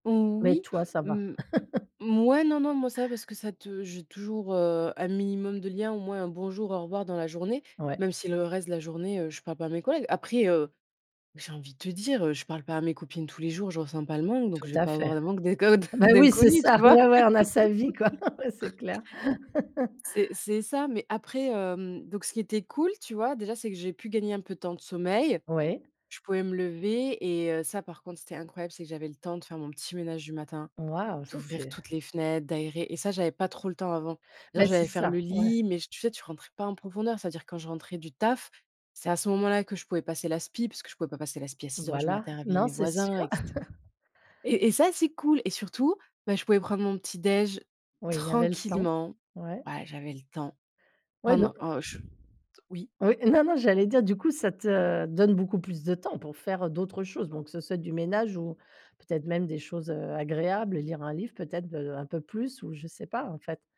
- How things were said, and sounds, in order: laugh; laughing while speaking: "d'inco d d'inconnu, tu vois ?"; laugh; laughing while speaking: "ouais, c'est clair"; chuckle; stressed: "tranquillement"
- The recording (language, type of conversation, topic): French, podcast, Comment le télétravail a-t-il modifié ta routine quotidienne ?